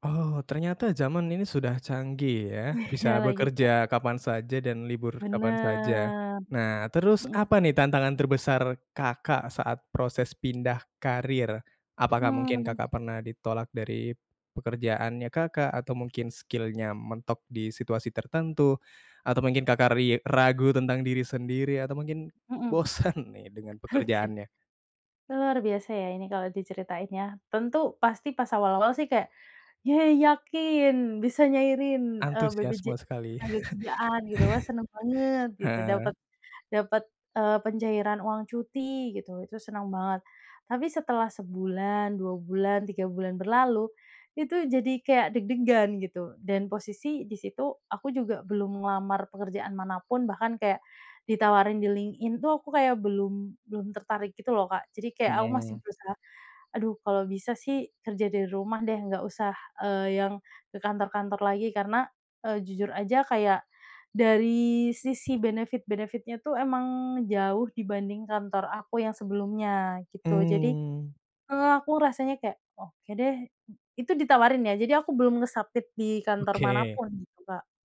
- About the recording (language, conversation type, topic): Indonesian, podcast, Bagaimana ceritamu tentang pindah karier?
- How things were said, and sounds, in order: laughing while speaking: "Iya"; other animal sound; drawn out: "Bener"; in English: "skill-nya"; laughing while speaking: "bosan"; laughing while speaking: "Oke"; chuckle; tapping; in English: "benefit-benefit-nya"; other background noise; in English: "nge-submit"